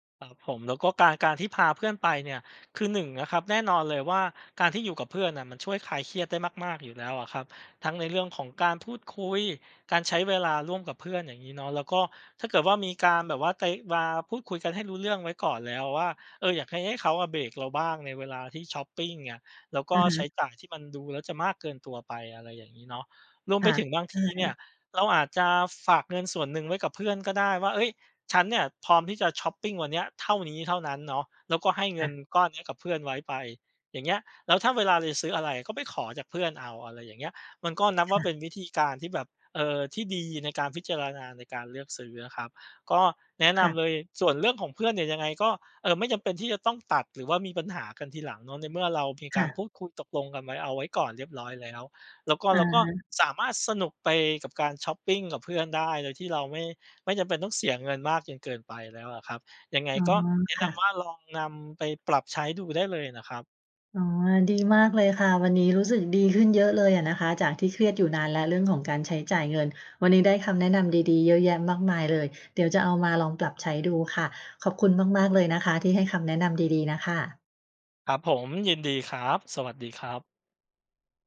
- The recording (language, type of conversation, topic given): Thai, advice, เมื่อเครียด คุณเคยเผลอใช้จ่ายแบบหุนหันพลันแล่นไหม?
- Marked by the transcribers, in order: other background noise